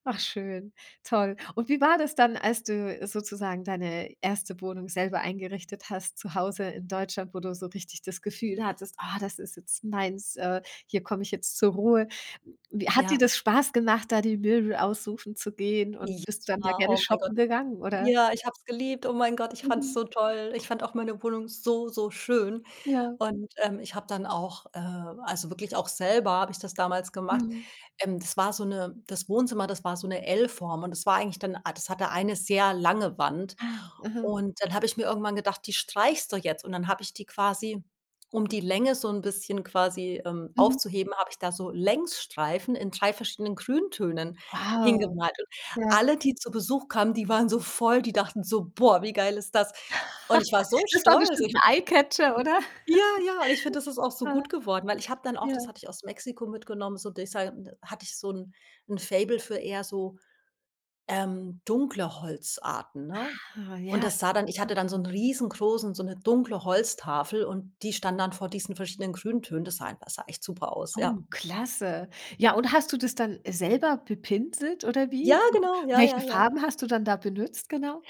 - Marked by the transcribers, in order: other background noise; tapping; laugh; chuckle; other noise; "benutzt" said as "benützt"
- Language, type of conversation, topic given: German, podcast, Wann hast du dich zum ersten Mal wirklich zu Hause gefühlt?